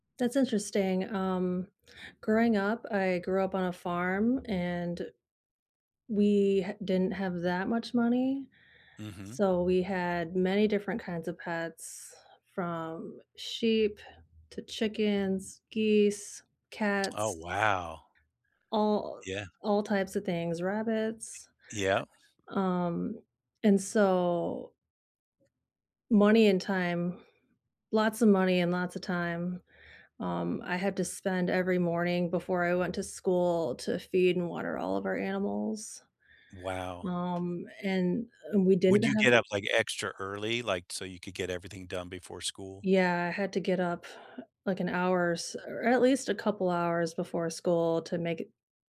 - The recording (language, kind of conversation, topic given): English, unstructured, How do time and money affect your experience of keeping a pet, and why do you think it is worth it?
- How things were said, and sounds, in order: tapping